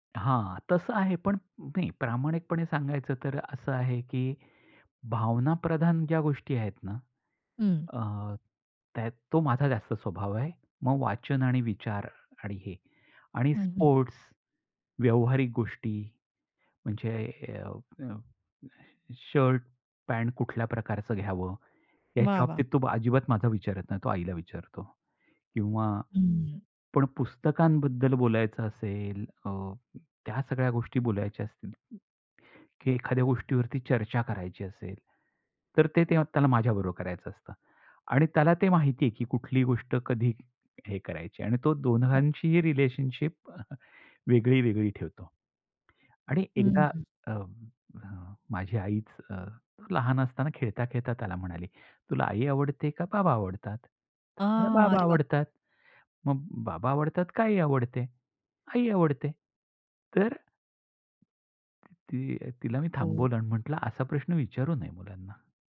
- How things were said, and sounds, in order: other background noise; in English: "रिलेशनशिप"
- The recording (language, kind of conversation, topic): Marathi, podcast, लहान मुलांसमोर वाद झाल्यानंतर पालकांनी कसे वागायला हवे?